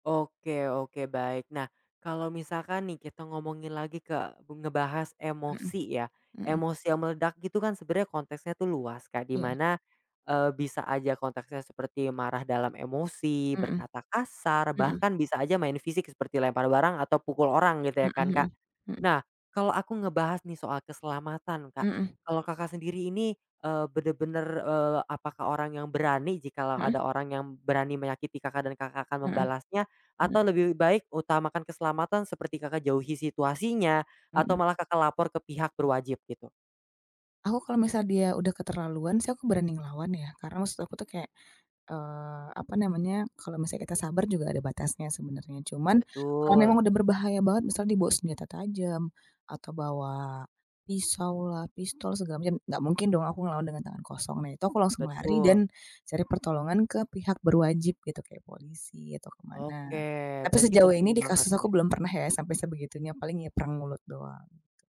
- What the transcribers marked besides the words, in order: other background noise
- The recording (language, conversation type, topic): Indonesian, podcast, Bagaimana kamu menangani percakapan dengan orang yang tiba-tiba meledak emosinya?